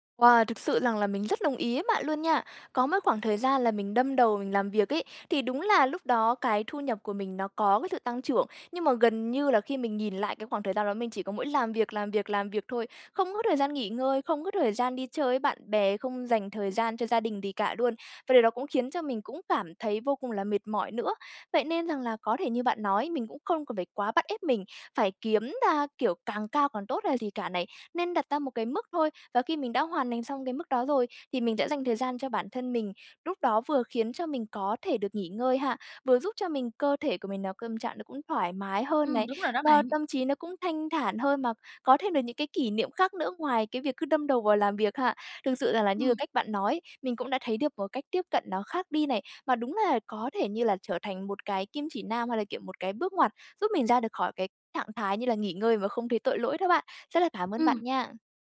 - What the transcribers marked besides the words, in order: tapping; other background noise
- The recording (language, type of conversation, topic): Vietnamese, advice, Làm sao để nghỉ ngơi mà không thấy tội lỗi?